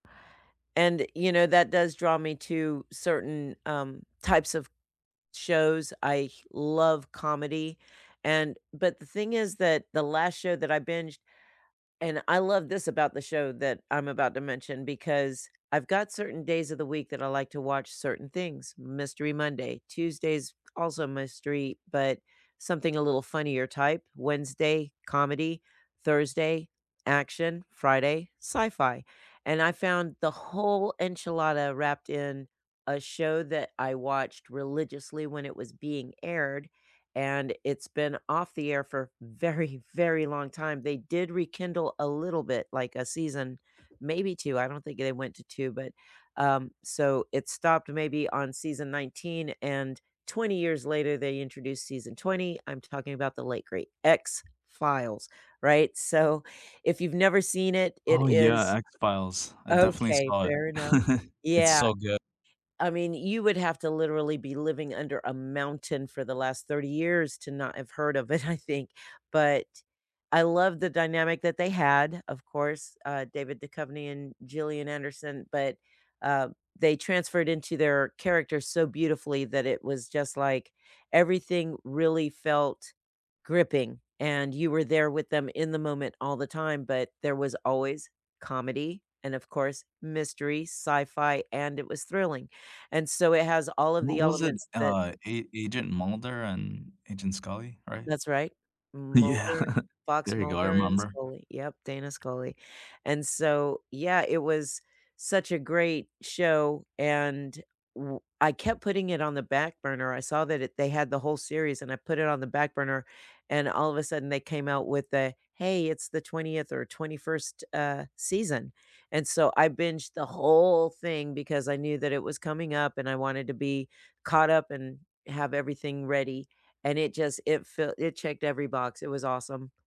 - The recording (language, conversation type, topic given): English, unstructured, What was the last TV series you binge-watched, why did it hook you, and did binge-watching help or hurt the experience?
- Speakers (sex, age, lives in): female, 55-59, United States; male, 35-39, United States
- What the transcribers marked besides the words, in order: other background noise; chuckle; laughing while speaking: "I"; laughing while speaking: "Yeah"; stressed: "whole"